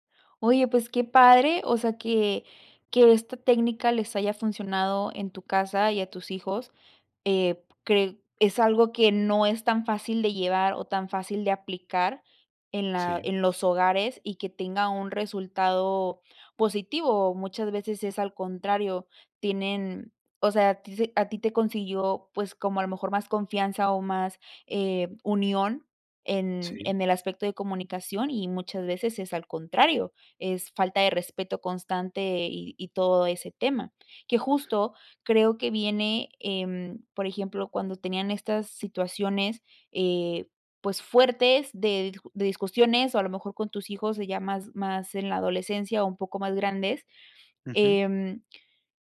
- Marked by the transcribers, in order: tapping
- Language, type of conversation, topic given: Spanish, podcast, ¿Cómo manejas conversaciones difíciles?